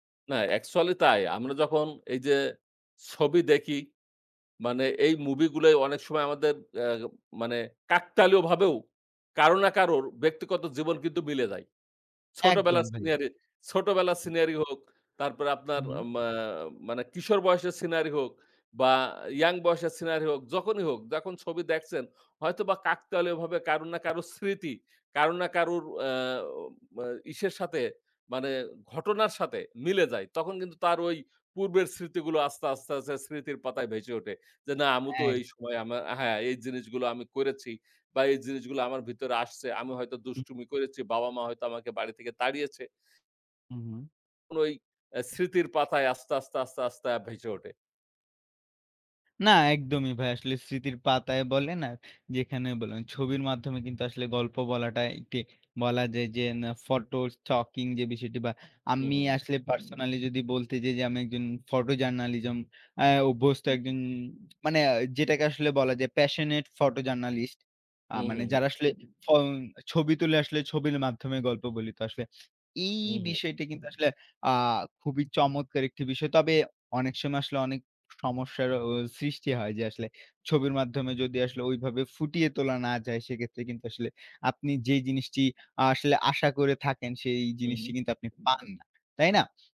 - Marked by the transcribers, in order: in English: "scenery"; in English: "scenery"; in English: "scenery"; in English: "young"; in English: "scenery"; "আমু" said as "আমি"; in English: "photo stocking"; in English: "photo journalism"; tapping; in English: "passionate photo journalist"; other background noise
- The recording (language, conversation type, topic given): Bengali, unstructured, ছবির মাধ্যমে গল্প বলা কেন গুরুত্বপূর্ণ?